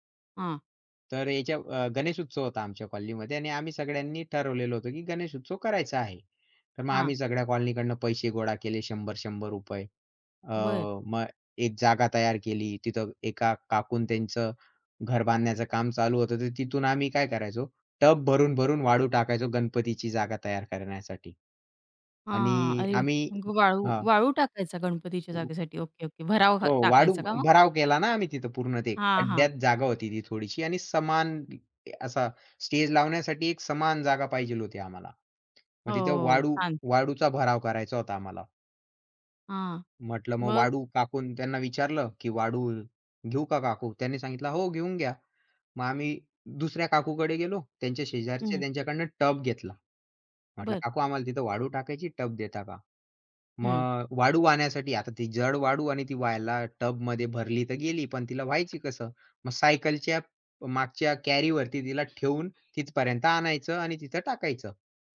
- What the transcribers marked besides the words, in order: other background noise; other noise; tapping
- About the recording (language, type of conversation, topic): Marathi, podcast, तुमच्या वाडीत लहानपणी खेळलेल्या खेळांची तुम्हाला कशी आठवण येते?